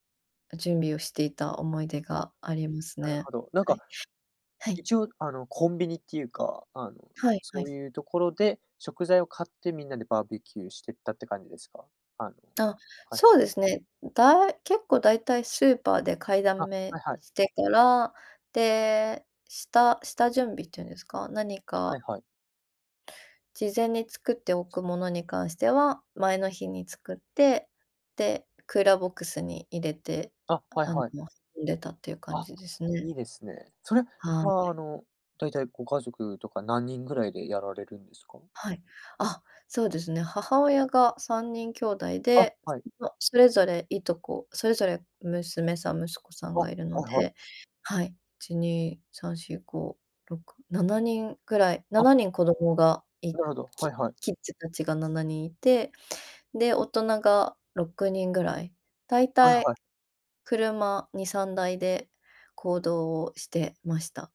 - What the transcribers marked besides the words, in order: other background noise
- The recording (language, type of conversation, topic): Japanese, podcast, 子どもの頃のいちばん好きな思い出は何ですか？